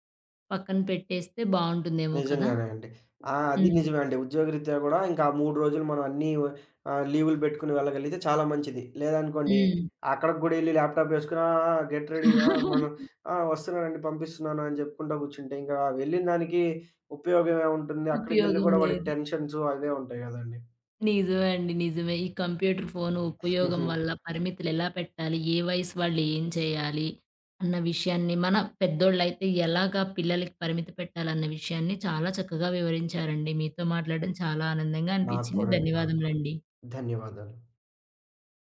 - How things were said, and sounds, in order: in English: "గెట్"; giggle; in English: "కంప్యూటర్"; other background noise
- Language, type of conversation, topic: Telugu, podcast, కంప్యూటర్, ఫోన్ వాడకంపై పరిమితులు ఎలా పెట్టాలి?